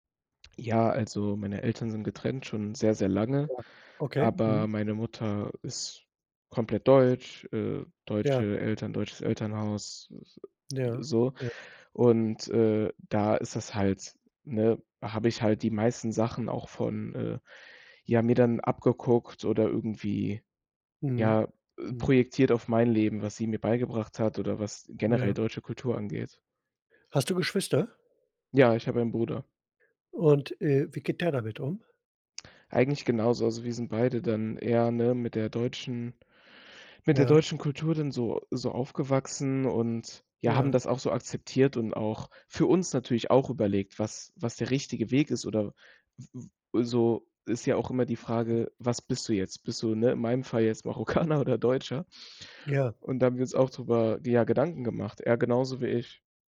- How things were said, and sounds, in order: other noise; other background noise; laughing while speaking: "Marokkaner"
- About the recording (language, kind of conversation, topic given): German, podcast, Hast du dich schon einmal kulturell fehl am Platz gefühlt?